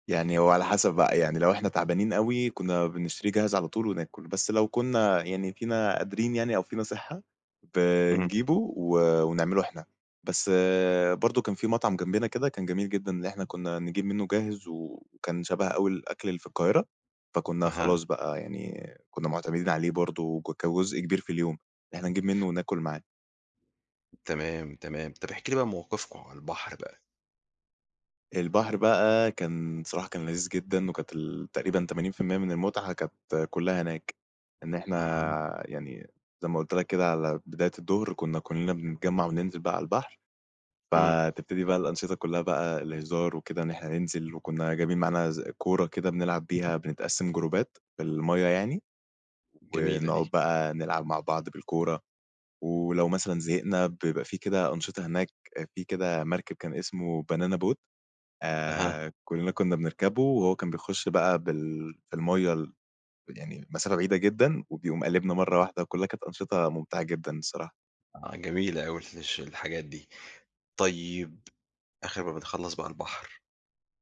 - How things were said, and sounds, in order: in English: "جروبات"; in English: "بانانا بوت"
- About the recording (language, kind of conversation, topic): Arabic, podcast, إيه أكتر رحلة عمرك ما هتنساها؟
- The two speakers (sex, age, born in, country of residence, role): male, 20-24, Egypt, Egypt, guest; male, 45-49, Egypt, Egypt, host